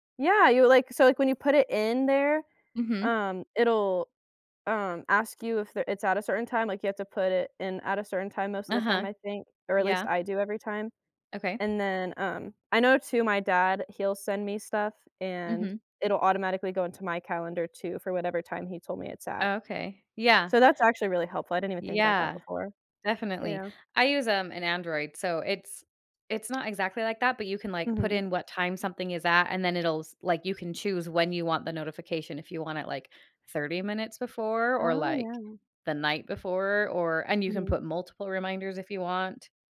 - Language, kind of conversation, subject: English, unstructured, How do your planning tools shape the way you stay organized and productive?
- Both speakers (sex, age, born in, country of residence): female, 20-24, United States, United States; female, 35-39, United States, United States
- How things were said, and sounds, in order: tapping